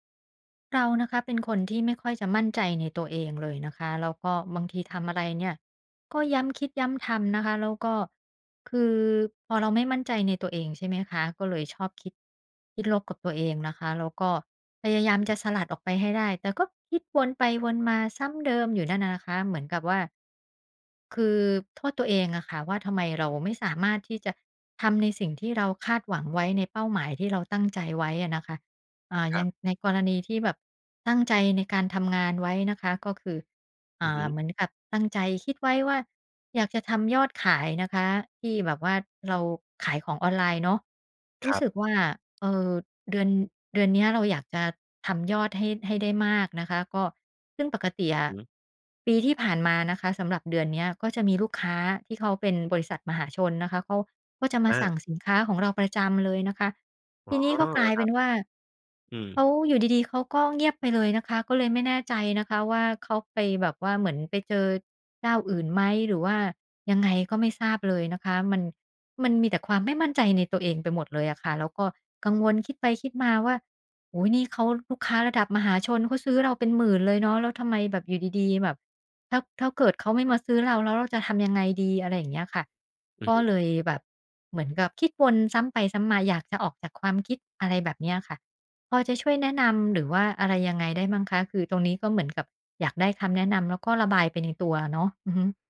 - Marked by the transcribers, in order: none
- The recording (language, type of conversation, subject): Thai, advice, ฉันควรรับมือกับการคิดลบซ้ำ ๆ ที่ทำลายความมั่นใจในตัวเองอย่างไร?